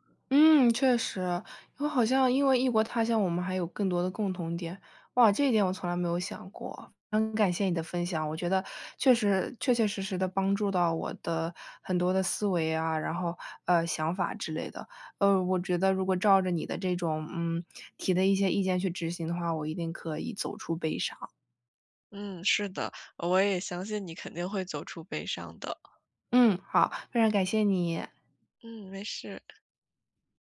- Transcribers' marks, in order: other background noise
- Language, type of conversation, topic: Chinese, advice, 我该如何应对悲伤和内心的空虚感？